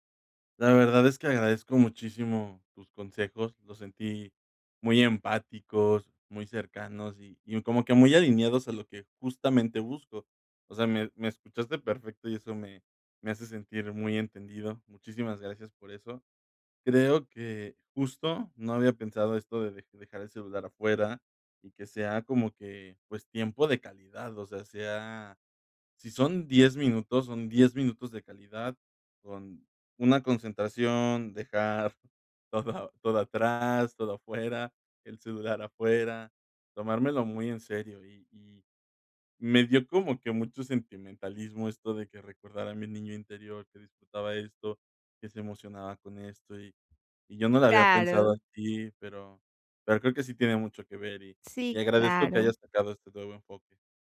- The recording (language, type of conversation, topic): Spanish, advice, ¿Cómo puedo disfrutar de la música cuando mi mente divaga?
- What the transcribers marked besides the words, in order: laughing while speaking: "todo"